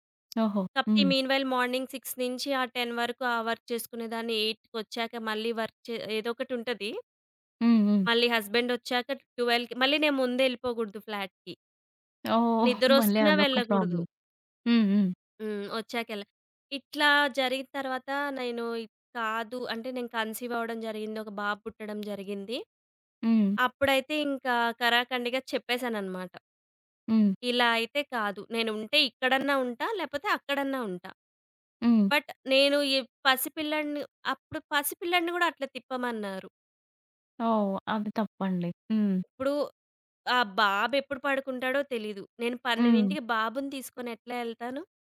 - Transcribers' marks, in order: tapping; in English: "మీన్ వైల్ మార్నింగ్ సిక్స్"; in English: "టెన్"; in English: "వర్క్"; in English: "ఎయిట్"; other background noise; in English: "వర్క్"; in English: "హస్బండ్"; in English: "ట్వెల్వ్‌కి"; in English: "ఫ్లాట్‌కి"; in English: "ప్రాబ్లమ్"; in English: "కన్సీవ్"; in English: "బట్"
- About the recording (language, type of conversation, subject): Telugu, podcast, చేయలేని పనిని మర్యాదగా ఎలా నిరాకరించాలి?